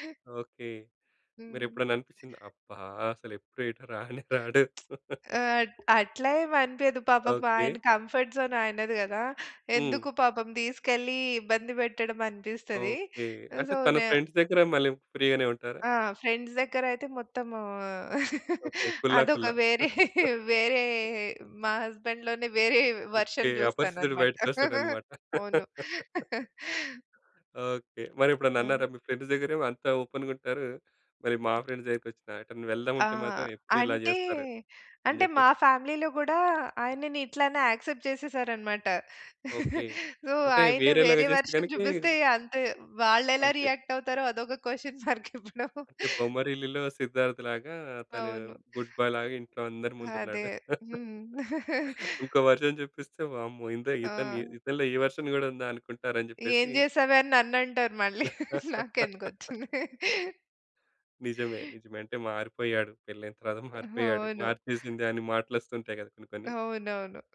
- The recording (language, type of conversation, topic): Telugu, podcast, ప్రజల ప్రతిస్పందన భయం కొత్తగా ప్రయత్నించడంలో ఎంతవరకు అడ్డంకి అవుతుంది?
- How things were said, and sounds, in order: lip smack; laugh; in English: "కంఫర్ట్ జోన్"; in English: "సో"; in English: "ఫ్రెండ్స్"; in English: "ఫ్రెండ్స్"; in Hindi: "కుల్లా. కుల్లా"; laughing while speaking: "అదొక వేరే, వేరే మా హస్బెండ్‌లోనే వేరే వర్షన్ జూస్తాననమాట. అవును"; chuckle; other noise; in English: "వర్షన్"; laugh; in English: "ఫ్రెండ్స్"; in English: "ఫ్రెండ్స్"; tapping; in English: "యాక్సెప్ట్"; chuckle; in English: "సో"; in English: "వర్షన్"; laughing while speaking: "క్వెషన్ మార్కిప్పుడు"; in English: "క్వెషన్"; in English: "గుడ్ బాయ్"; chuckle; in English: "వర్షన్"; chuckle; in English: "వర్షన్"; laugh; laughing while speaking: "నాకెందుకొచ్చింది"